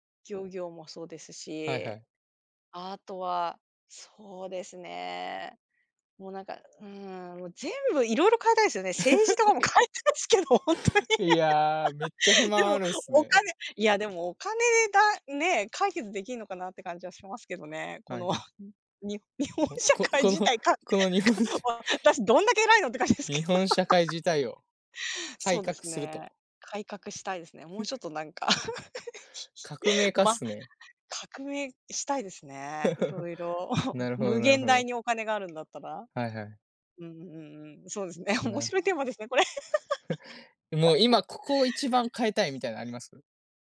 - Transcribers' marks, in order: laughing while speaking: "変えたいすけどほんとに"; laugh; laughing while speaking: "この"; laughing while speaking: "日本社会自体か か 私どんだけ偉いのって感じですけど"; laughing while speaking: "日本しゃ"; laugh; chuckle; laugh; chuckle; tapping; chuckle; laugh
- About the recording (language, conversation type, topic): Japanese, unstructured, 10年後の自分はどんな人になっていると思いますか？